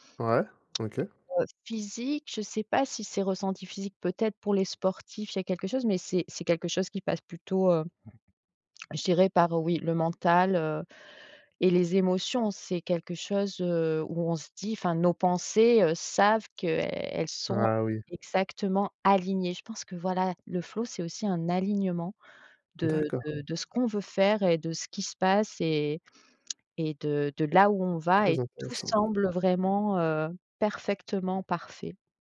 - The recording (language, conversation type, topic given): French, podcast, Quel conseil donnerais-tu pour retrouver rapidement le flow ?
- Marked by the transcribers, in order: other background noise; swallow; "parfaitement" said as "perfectement"